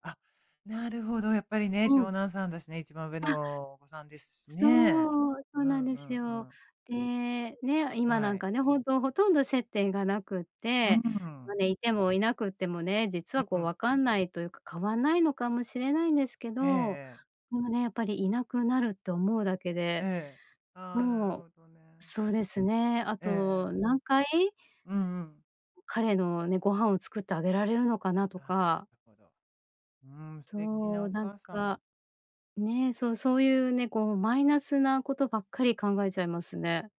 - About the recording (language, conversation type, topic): Japanese, advice, 別れたあと、孤独や不安にどう対処すればよいですか？
- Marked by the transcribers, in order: none